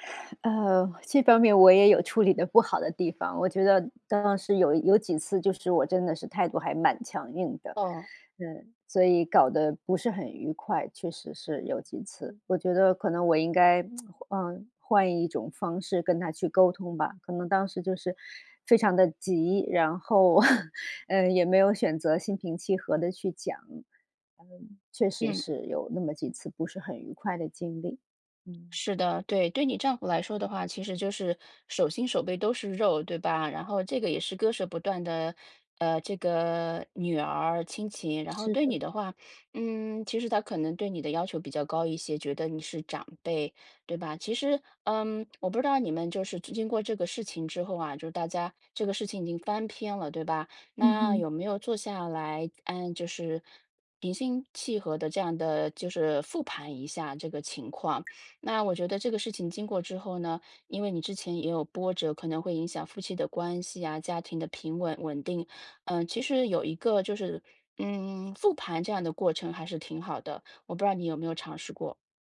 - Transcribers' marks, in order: tsk; laugh; other background noise
- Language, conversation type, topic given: Chinese, advice, 当家庭成员搬回家住而引发生活习惯冲突时，我该如何沟通并制定相处规则？